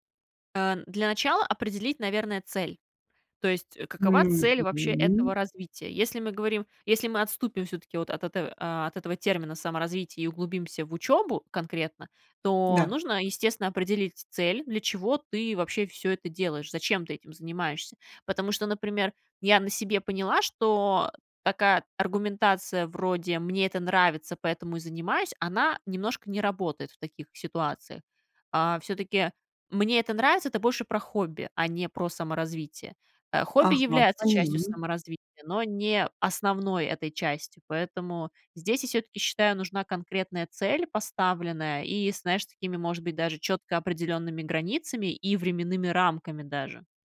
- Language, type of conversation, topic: Russian, podcast, Какие простые практики вы бы посоветовали новичкам?
- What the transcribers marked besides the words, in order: tapping